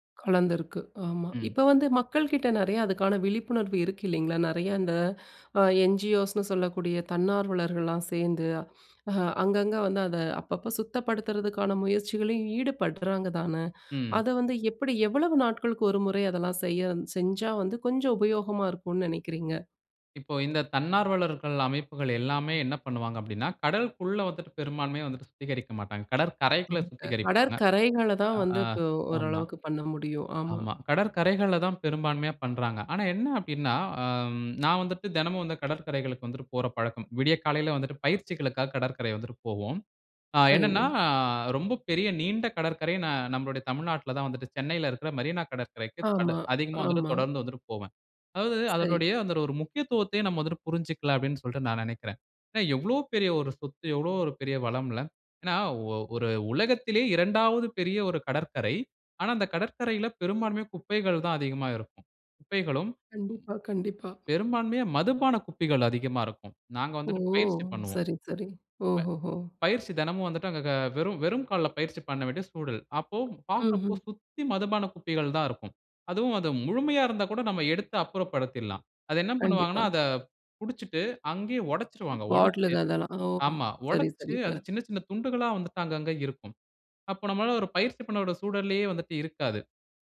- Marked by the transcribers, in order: inhale; inhale; inhale; other background noise; surprised: "எவ்வளோ பெரிய ஒரு சொத்து, எவ்வளோ … பெரிய ஒரு கடற்கரை"; other noise; tapping; grunt; "சூழல்லேயே" said as "சூடல்லயே"
- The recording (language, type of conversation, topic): Tamil, podcast, கடல் கரை பாதுகாப்புக்கு மக்கள் எப்படிக் கலந்து கொள்ளலாம்?